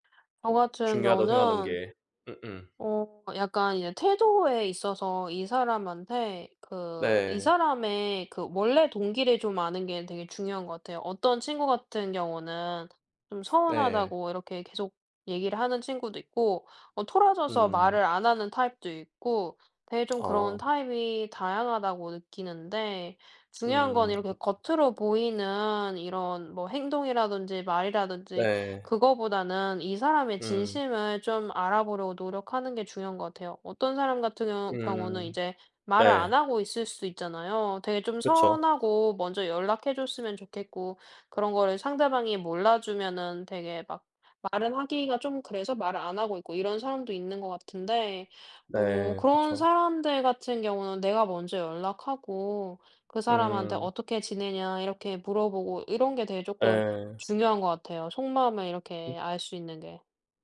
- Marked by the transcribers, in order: other background noise
- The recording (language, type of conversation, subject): Korean, unstructured, 상대방의 입장을 더 잘 이해하려면 어떻게 해야 하나요?